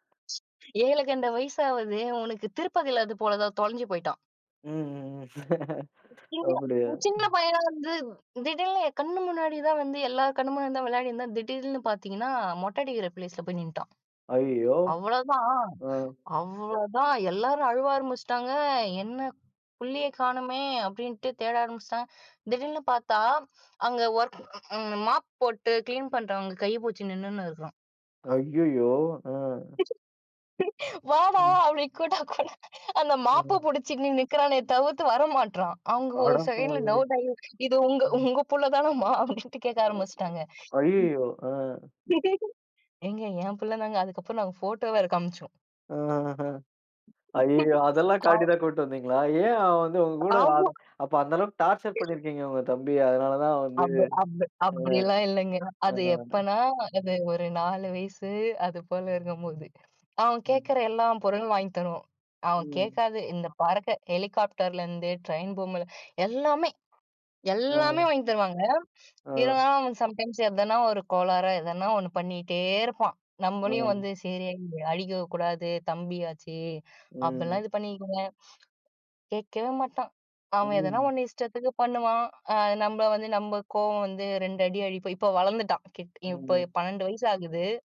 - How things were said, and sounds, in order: other noise; "ஏழுகழுத" said as "ஏழுகண்ட"; laugh; "திடீர்னு" said as "திடீல்னு"; in English: "ப்ளேஸ்ல"; in English: "கிளீன்"; "புடுச்சு" said as "பூச்சு"; laugh; laughing while speaking: "வாடா! அப்பிடி கூட்டா கூட அந்த மாப்ப புடிச்சிக்கின்னு நிக்கிறானே தவிர்த்து வர மாட்ரான்"; "கூப்டா" said as "கூட்டா"; in English: "செகண்ட்ல டவுட்டாகி"; laughing while speaking: "அடப்பாவி!"; laughing while speaking: "உங்க, உங்க புள்ள தானம்மா அப்பிடின்ட்டு கேட்க"; laugh; laugh; laughing while speaking: "ஆமா"; unintelligible speech; laugh; in English: "டார்ச்சர்"; in English: "சம்டைம்ஸ்"
- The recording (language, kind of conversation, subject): Tamil, podcast, கடைசியாக உங்களைச் சிரிக்க வைத்த சின்ன தருணம் என்ன?